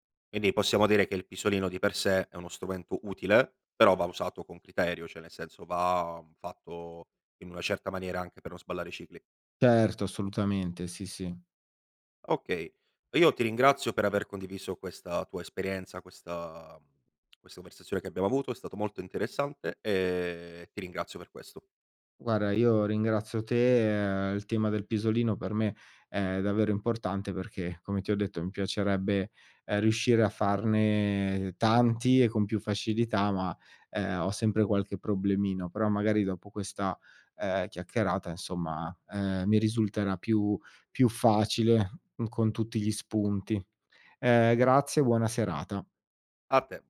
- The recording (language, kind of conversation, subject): Italian, podcast, Cosa pensi del pisolino quotidiano?
- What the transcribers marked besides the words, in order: "cioè" said as "ceh"; tapping